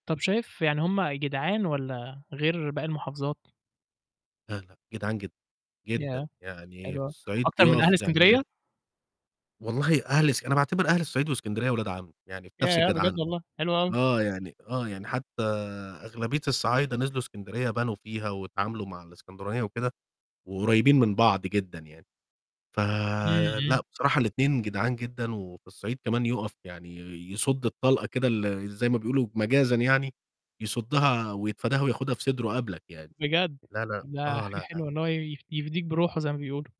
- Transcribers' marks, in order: none
- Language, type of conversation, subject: Arabic, podcast, احكيلنا عن أحسن موقف اتقابلت فيه بناس من بلد تانية؟